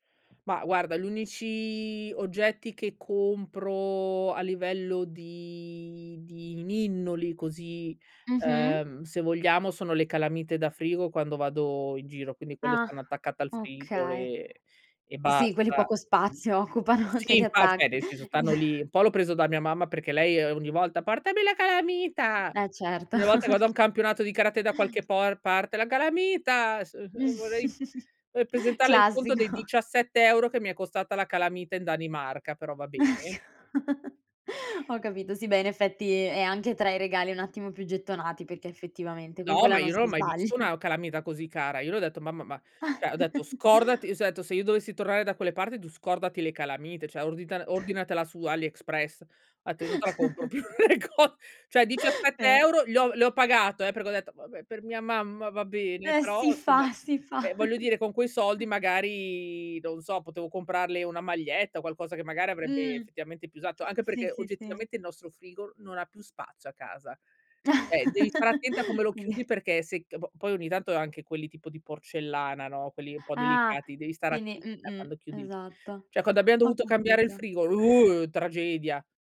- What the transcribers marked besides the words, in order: tapping; other background noise; laughing while speaking: "occupano"; put-on voice: "Portami la calamita!"; chuckle; chuckle; put-on voice: "La calamita!"; chuckle; laughing while speaking: "Classico"; chuckle; laughing while speaking: "sbaglia"; chuckle; chuckle; unintelligible speech; laughing while speaking: "Co"; unintelligible speech; chuckle; chuckle; drawn out: "uh"
- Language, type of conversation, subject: Italian, podcast, Come fai a liberarti del superfluo?